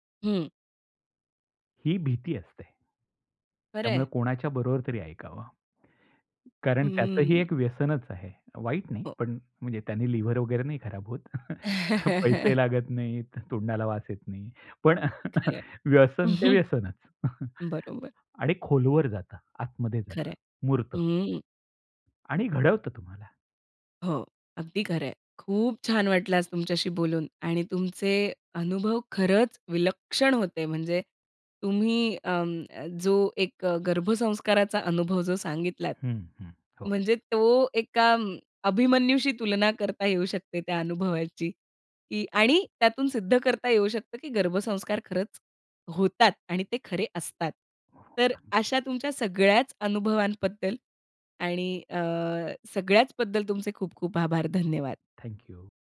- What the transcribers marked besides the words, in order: chuckle; chuckle; other background noise; unintelligible speech
- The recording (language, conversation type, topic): Marathi, podcast, संगीताच्या लयींत हरवण्याचा तुमचा अनुभव कसा असतो?